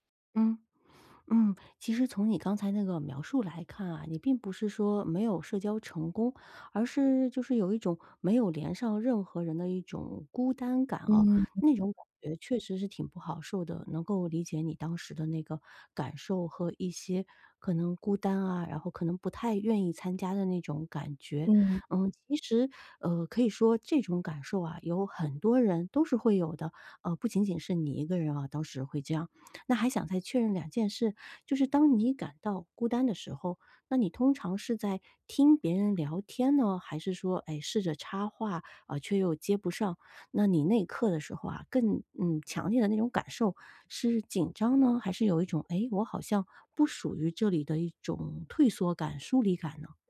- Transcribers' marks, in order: none
- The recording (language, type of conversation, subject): Chinese, advice, 在派对上我常常感到孤单，该怎么办？